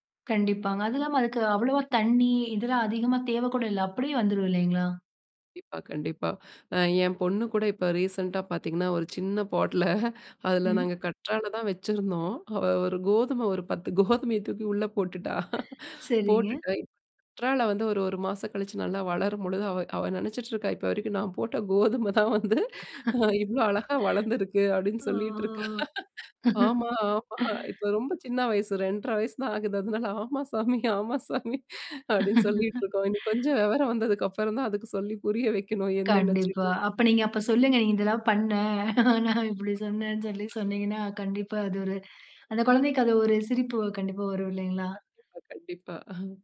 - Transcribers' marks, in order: in English: "பாட்ல"; laughing while speaking: "பாட்ல"; laughing while speaking: "ஒரு பத்து கோதுமைய தூக்கி உள்ள போட்டுட்டா"; "போட்டுட்டு" said as "போட்டுட்டய்"; laughing while speaking: "கோதுமை தான் வந்து அ இவ்ளோ … சொல்லி புரிய வைக்கணும்"; laugh; drawn out: "ஆ"; laugh; laugh; unintelligible speech; laughing while speaking: "நான் இப்படி சொன்னேன்னு சொல்லி சொன்னீங்கன்னா"; unintelligible speech
- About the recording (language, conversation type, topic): Tamil, podcast, சிறிய உணவுத் தோட்டம் நமது வாழ்க்கையை எப்படிப் மாற்றும்?